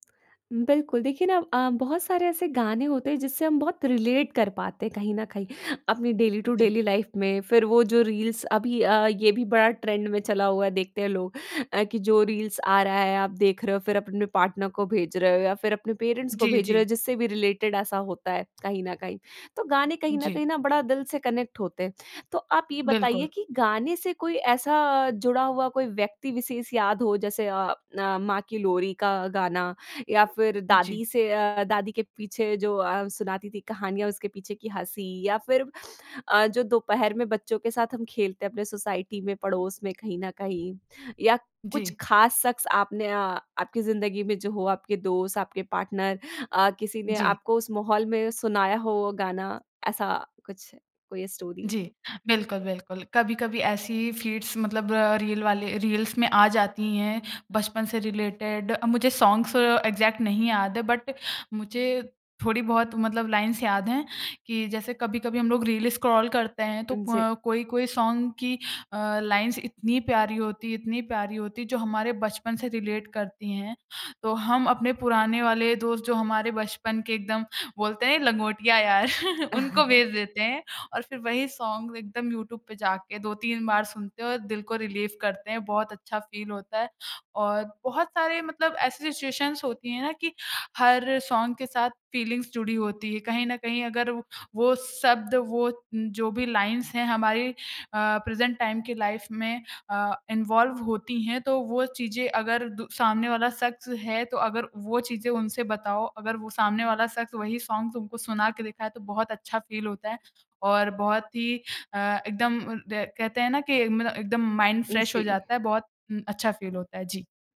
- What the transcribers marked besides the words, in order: tongue click; in English: "रिलेट"; in English: "डेली टू डेली लाइफ़"; in English: "ट्रेंड"; in English: "पार्टनर"; in English: "पेरेंट्स"; in English: "रिलेटेड"; in English: "कनेक्ट"; lip smack; in English: "सोसाइटी"; in English: "पार्टनर"; in English: "स्टोरी?"; in English: "फीड्स"; in English: "रिलेटेड"; in English: "सॉन्ग्स इग्ज़ैक्ट"; in English: "बट"; in English: "लाइन्स"; in English: "रील स्क्रॉल"; in English: "सॉन्ग"; in English: "लाइंस"; in English: "रिलेट"; chuckle; tapping; chuckle; in English: "सॉन्ग"; in English: "रिलीफ़"; in English: "फ़ील"; in English: "सिचुएशंस"; in English: "सॉन्ग"; in English: "फ़ीलिंग्स"; in English: "लाइन्स"; in English: "प्रेजेंट टाइम"; in English: "लाइफ़"; in English: "इन्वॉल्व"; in English: "सॉन्ग"; in English: "फ़ील"; in English: "माइंड फ्रेश"; in English: "फ़ील"
- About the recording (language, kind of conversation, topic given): Hindi, podcast, तुम्हारे लिए कौन सा गाना बचपन की याद दिलाता है?